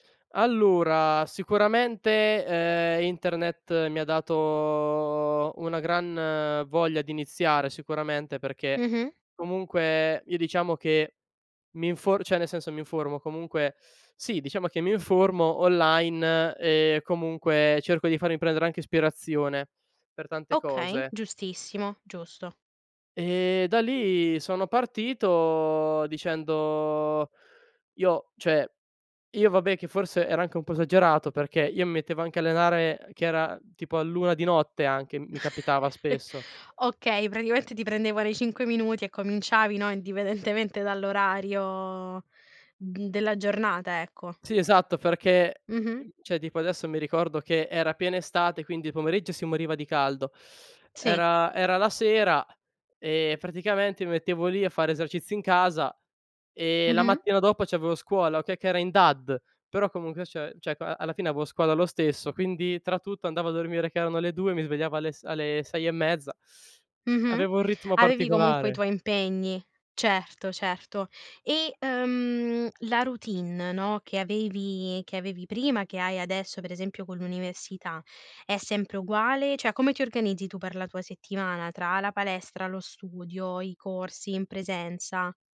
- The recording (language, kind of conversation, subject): Italian, podcast, Come mantieni la motivazione nel lungo periodo?
- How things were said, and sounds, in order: drawn out: "dato"; "cioè" said as "ceh"; "cioè" said as "ceh"; chuckle; "cioè" said as "ceh"; "cioè-" said as "ceh"; "cioè" said as "ceh"; "Cioè" said as "ceh"